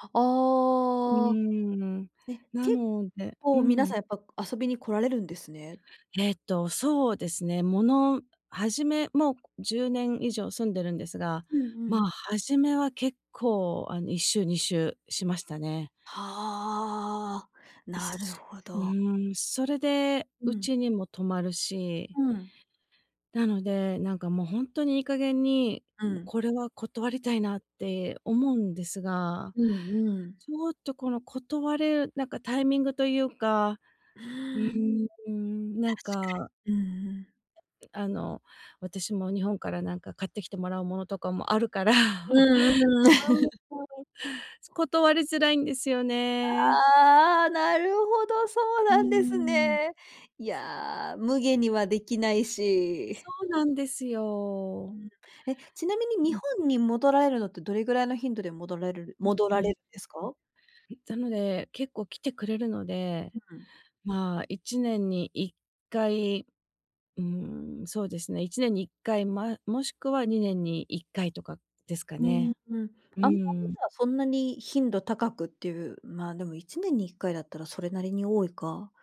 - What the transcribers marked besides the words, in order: other noise; chuckle; laugh; other background noise; joyful: "ああ、なるほど。そうなんです"; unintelligible speech
- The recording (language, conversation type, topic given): Japanese, advice, 家族の集まりで断りづらい頼みを断るには、どうすればよいですか？
- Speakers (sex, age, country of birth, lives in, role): female, 40-44, Japan, Japan, advisor; female, 50-54, Japan, United States, user